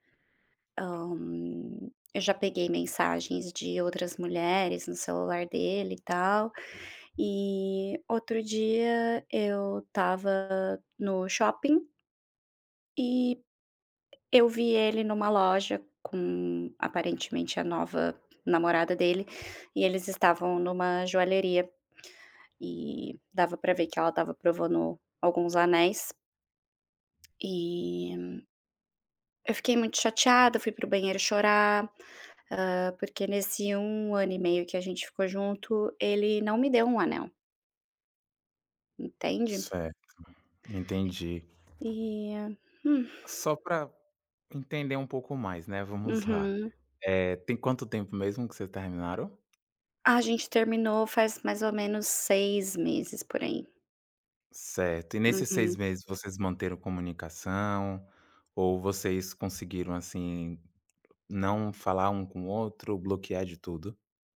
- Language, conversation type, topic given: Portuguese, advice, Como lidar com um ciúme intenso ao ver o ex com alguém novo?
- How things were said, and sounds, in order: other background noise; tapping; sigh; "mantiveram" said as "manteram"